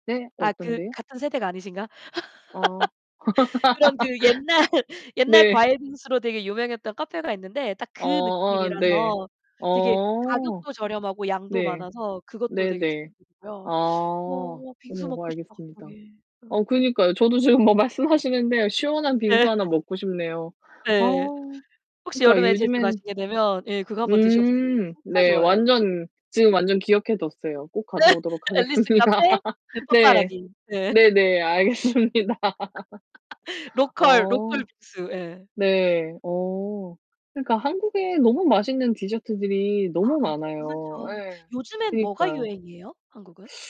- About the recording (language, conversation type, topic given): Korean, unstructured, 가장 기억에 남는 디저트 경험은 무엇인가요?
- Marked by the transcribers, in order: laugh; laughing while speaking: "그런 그 옛날"; laugh; laughing while speaking: "네"; other background noise; distorted speech; laughing while speaking: "지금 뭐 말씀하시는데"; laughing while speaking: "예"; laugh; laughing while speaking: "하겠습니다"; laugh; laughing while speaking: "알겠습니다"; laugh